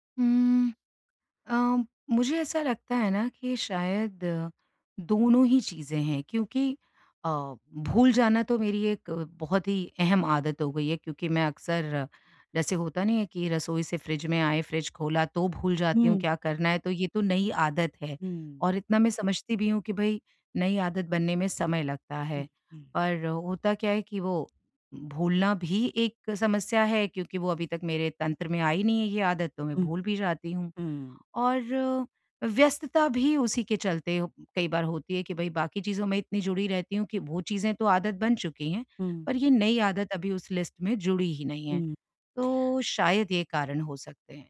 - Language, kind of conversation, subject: Hindi, advice, निरंतर बने रहने के लिए मुझे कौन-से छोटे कदम उठाने चाहिए?
- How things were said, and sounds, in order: in English: "लिस्ट"